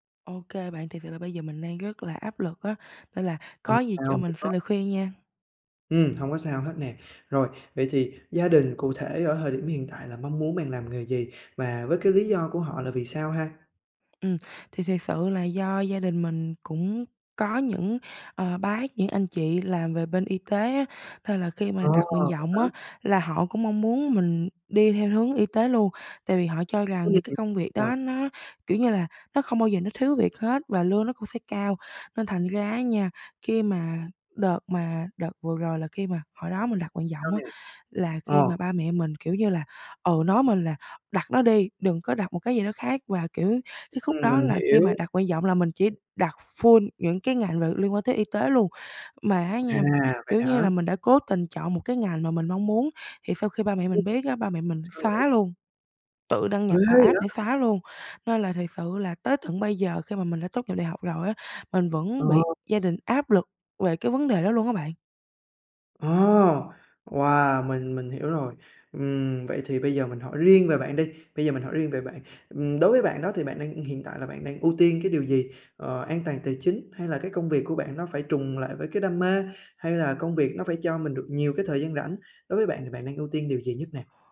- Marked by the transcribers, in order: tapping; unintelligible speech; other background noise; in English: "full"; unintelligible speech; in English: "app"
- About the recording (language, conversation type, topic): Vietnamese, advice, Làm sao để đối mặt với áp lực từ gia đình khi họ muốn tôi chọn nghề ổn định và thu nhập cao?